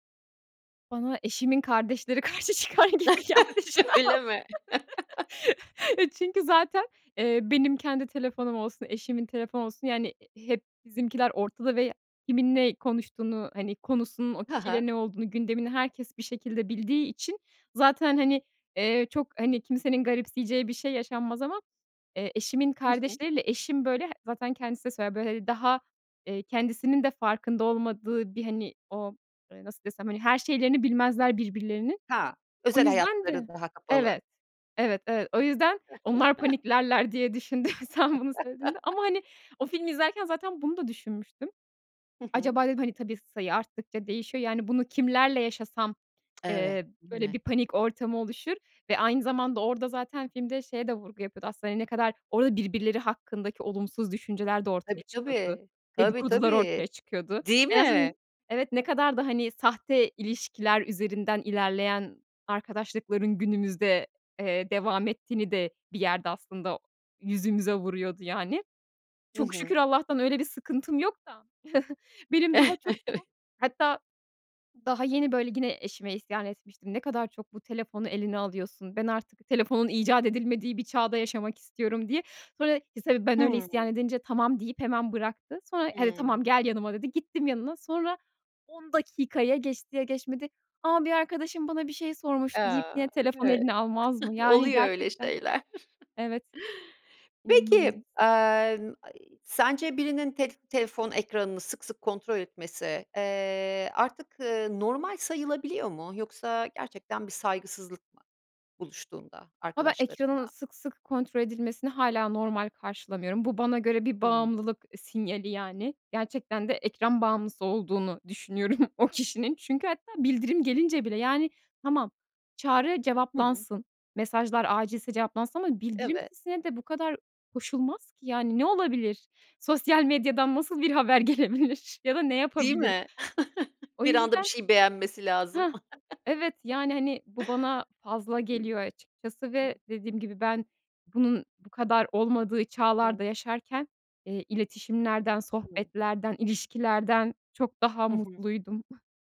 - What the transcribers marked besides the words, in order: laughing while speaking: "karşı çıkar gibi geldi şu an"; laugh; laughing while speaking: "Öyle mi?"; laugh; laughing while speaking: "düşündüm"; laugh; tsk; chuckle; laughing while speaking: "Evet"; unintelligible speech; chuckle; laughing while speaking: "şeyler"; chuckle; laughing while speaking: "düşünüyorum o kişinin"; laughing while speaking: "gelebilir"; chuckle; chuckle; unintelligible speech; other background noise; unintelligible speech
- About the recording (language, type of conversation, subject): Turkish, podcast, Telefonu masadan kaldırmak buluşmaları nasıl etkiler, sence?